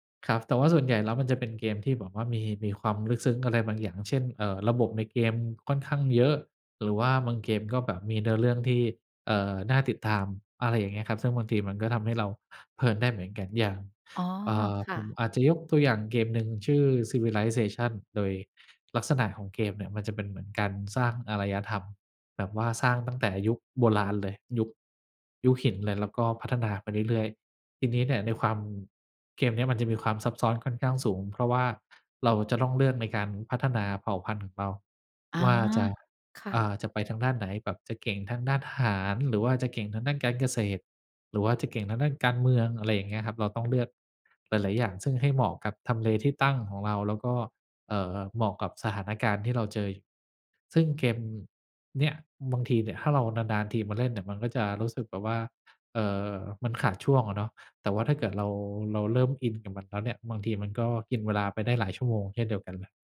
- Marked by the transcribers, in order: other background noise
- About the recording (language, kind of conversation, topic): Thai, podcast, บอกเล่าช่วงที่คุณเข้าโฟลว์กับงานอดิเรกได้ไหม?